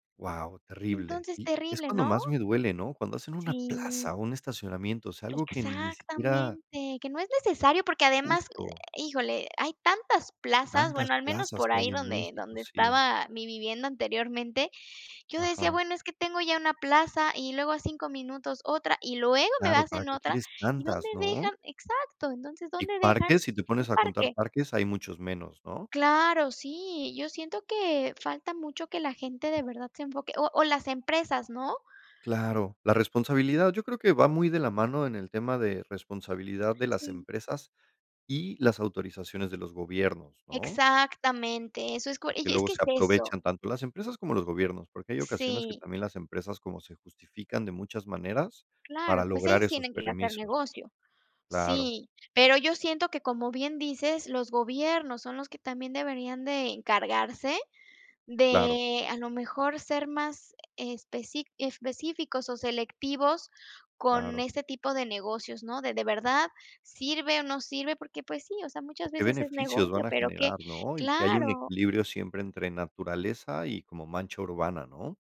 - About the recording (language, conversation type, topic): Spanish, unstructured, ¿Por qué debemos respetar las áreas naturales cercanas?
- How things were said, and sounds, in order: none